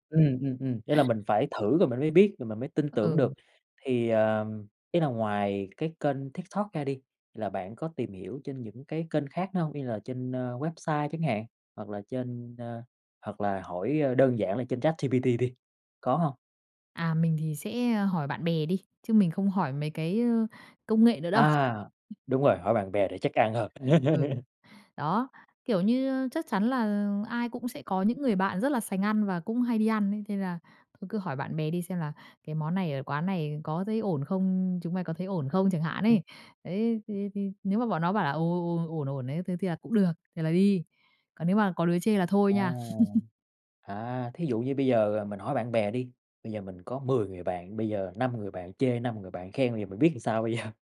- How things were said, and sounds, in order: chuckle; laugh; tapping; laugh; "làm" said as "ừn"; laughing while speaking: "giờ?"
- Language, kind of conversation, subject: Vietnamese, podcast, Bạn bắt đầu khám phá món ăn mới như thế nào?